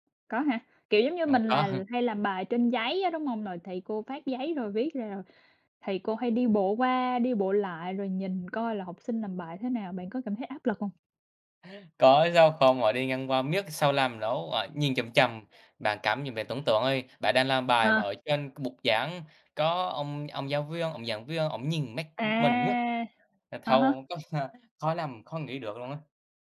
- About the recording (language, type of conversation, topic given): Vietnamese, unstructured, Bạn có cảm thấy áp lực thi cử hiện nay là công bằng không?
- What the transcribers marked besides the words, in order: tapping; laugh; other background noise; laugh